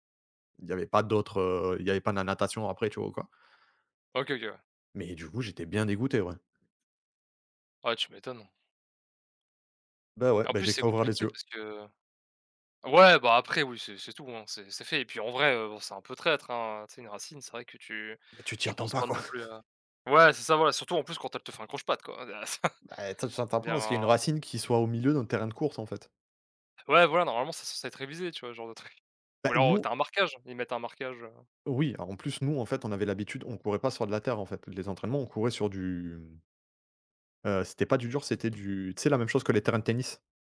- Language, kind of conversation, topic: French, unstructured, Comment le sport peut-il changer ta confiance en toi ?
- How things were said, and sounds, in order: tapping; chuckle; other noise; chuckle; other background noise